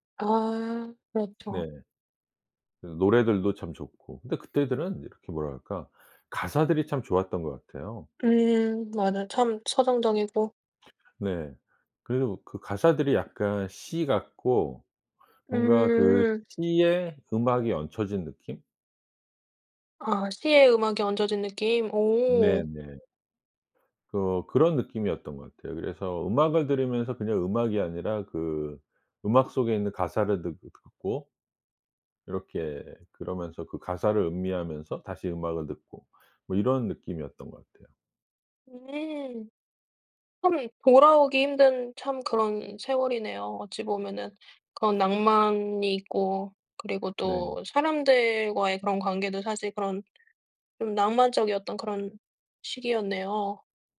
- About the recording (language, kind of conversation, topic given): Korean, podcast, 어떤 음악을 들으면 옛사랑이 생각나나요?
- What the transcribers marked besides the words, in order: other background noise